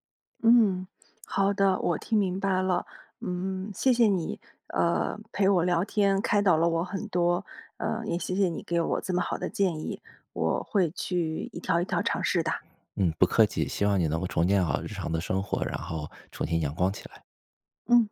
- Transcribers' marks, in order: tapping
- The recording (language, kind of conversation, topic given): Chinese, advice, 伴侣分手后，如何重建你的日常生活？
- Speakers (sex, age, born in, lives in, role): female, 45-49, China, United States, user; male, 40-44, China, United States, advisor